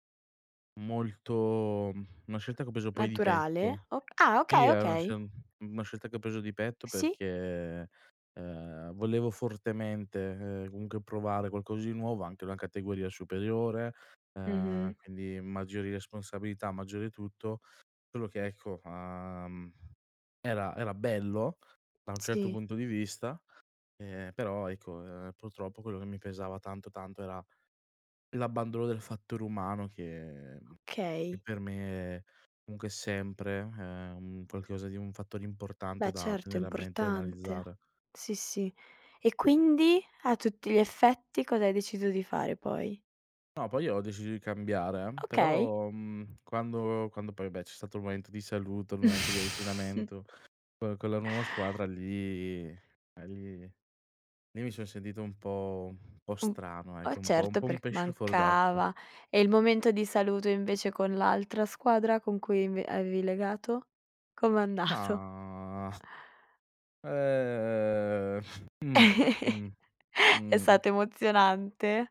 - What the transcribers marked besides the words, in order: chuckle; chuckle; laugh
- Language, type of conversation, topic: Italian, podcast, Cosa fai quando ti senti senza direzione?